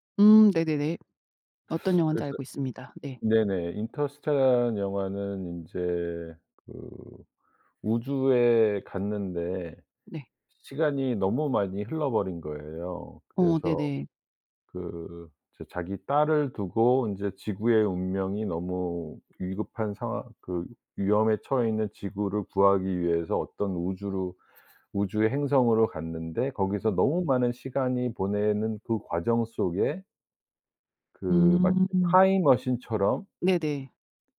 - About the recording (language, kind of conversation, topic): Korean, podcast, 가장 좋아하는 영화와 그 이유는 무엇인가요?
- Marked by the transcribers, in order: other background noise